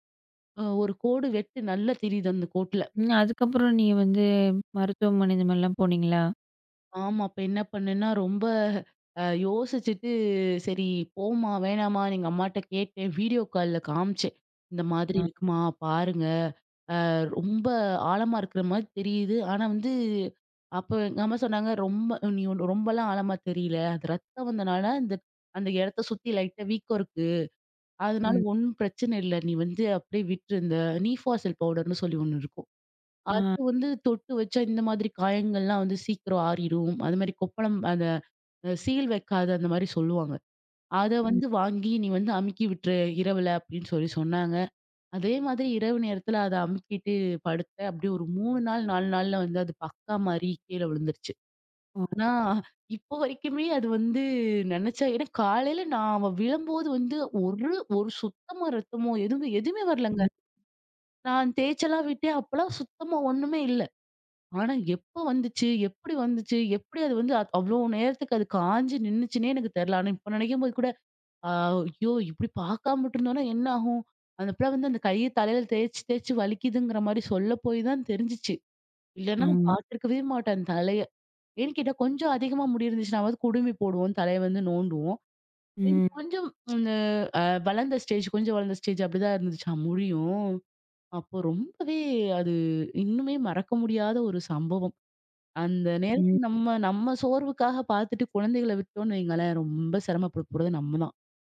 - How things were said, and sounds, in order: in English: "நீஃபாசல் பவுடர்"; laughing while speaking: "இப்போ வரைக்குமே"; surprised: "அவ விழும்போது வந்து ஒரு, ஒரு சுத்தமா ரத்தமோ! எதுவுமே எதுவுமே வரலங்க"; afraid: "இப்ப நினைக்கும்போது கூட அ ஐயோ! இப்பிடி பார்க்காம விட்டுருந்தோன்னா என்ன ஆகும்"
- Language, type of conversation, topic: Tamil, podcast, மதிய சோர்வு வந்தால் நீங்கள் அதை எப்படி சமாளிப்பீர்கள்?